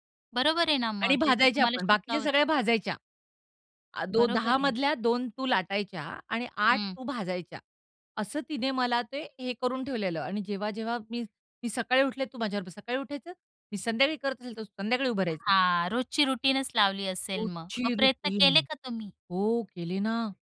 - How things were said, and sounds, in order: in English: "रुटीनच"; in English: "रुटीन"; trusting: "हो केली ना"
- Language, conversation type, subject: Marathi, podcast, अपयशानंतर तुम्ही आत्मविश्वास पुन्हा कसा मिळवला?